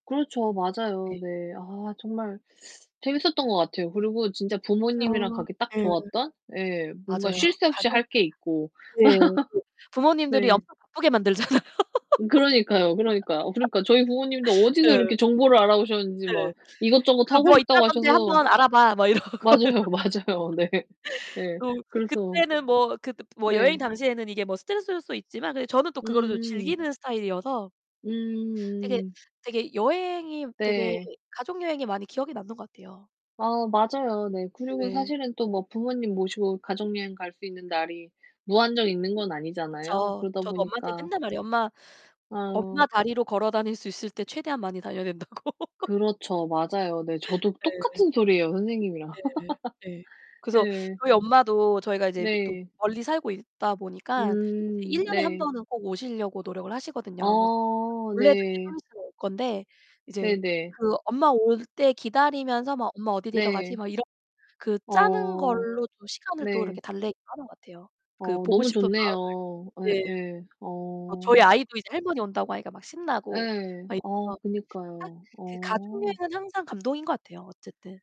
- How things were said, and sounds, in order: distorted speech; other background noise; laugh; laugh; laughing while speaking: "막 이러고"; laugh; laughing while speaking: "맞아요, 맞아요. 네"; tapping; laughing while speaking: "된다.고"; laugh; laugh
- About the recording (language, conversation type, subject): Korean, unstructured, 가장 감동적이었던 가족 여행은 무엇인가요?